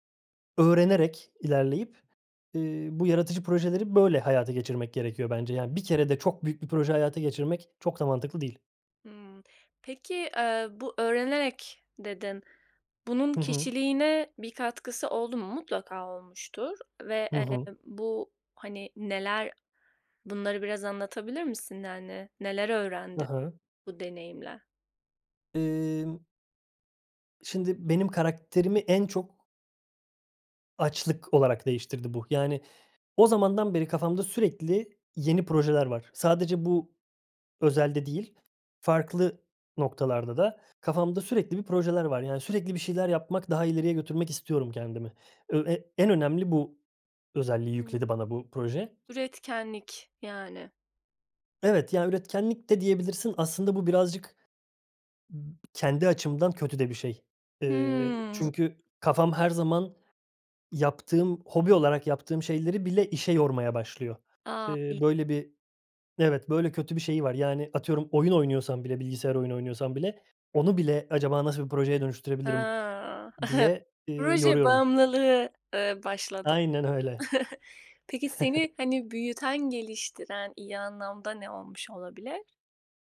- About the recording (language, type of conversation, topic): Turkish, podcast, En sevdiğin yaratıcı projen neydi ve hikâyesini anlatır mısın?
- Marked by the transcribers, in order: other background noise; chuckle; chuckle; tapping; chuckle